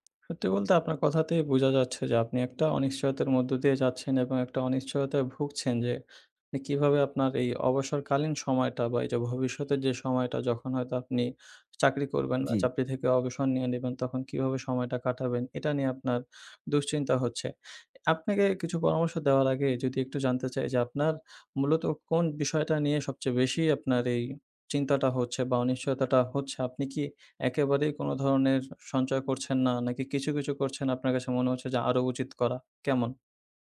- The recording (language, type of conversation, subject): Bengali, advice, অবসরকালীন সঞ্চয় নিয়ে আপনি কেন টালবাহানা করছেন এবং অনিশ্চয়তা বোধ করছেন?
- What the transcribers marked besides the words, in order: horn; "চাকরি" said as "চাপরি"